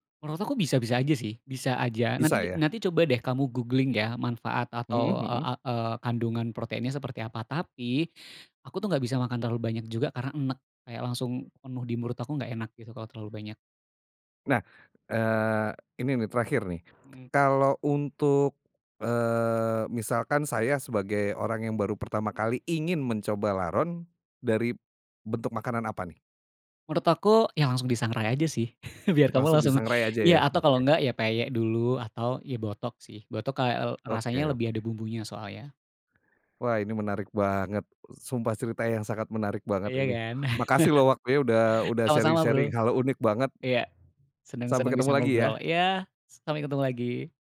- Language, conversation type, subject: Indonesian, podcast, Makanan tradisional apa yang selalu bikin kamu kangen?
- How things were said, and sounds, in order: in English: "googling"; laugh; laugh; in English: "sharing sharing"